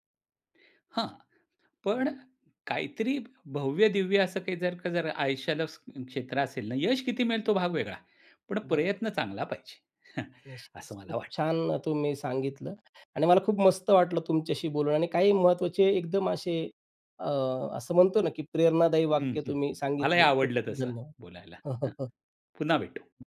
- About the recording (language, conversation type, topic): Marathi, podcast, थोडा त्याग करून मोठा फायदा मिळवायचा की लगेच फायदा घ्यायचा?
- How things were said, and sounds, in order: chuckle; chuckle; tapping; other noise